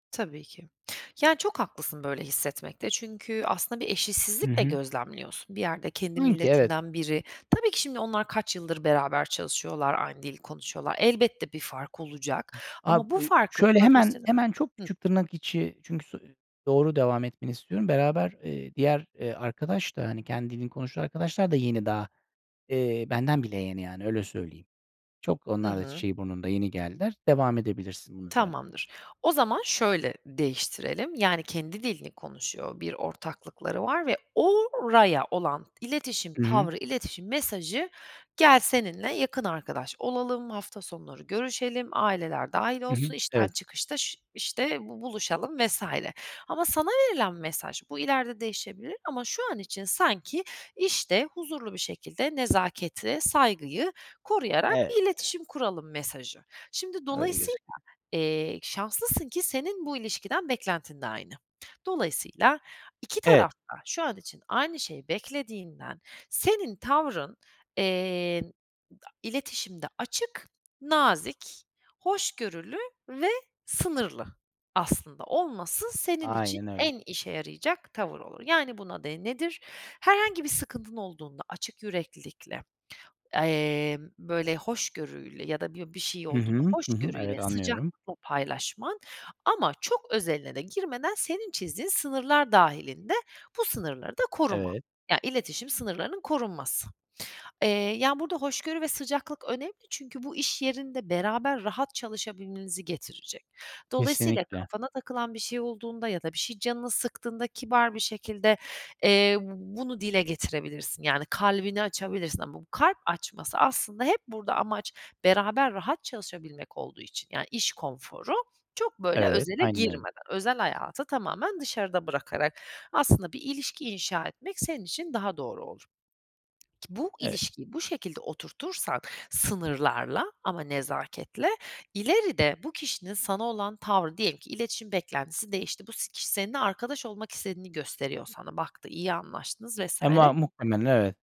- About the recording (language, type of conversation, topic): Turkish, advice, Zor bir patronla nasıl sağlıklı sınırlar koyup etkili iletişim kurabilirim?
- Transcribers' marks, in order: tapping; other background noise; swallow